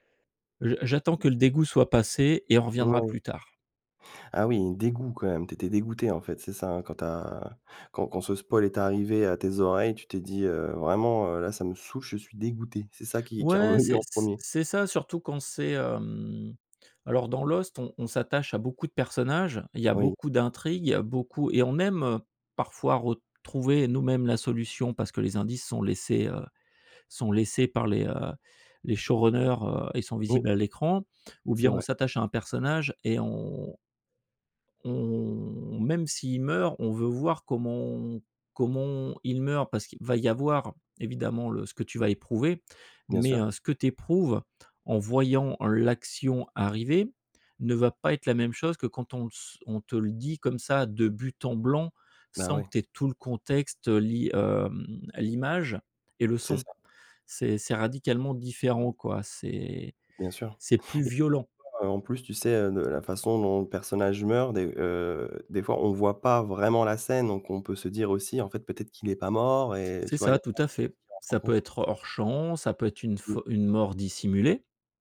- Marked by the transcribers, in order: other background noise; in English: "spoil"; in English: "showrunners"
- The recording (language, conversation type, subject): French, podcast, Pourquoi les spoilers gâchent-ils tant les séries ?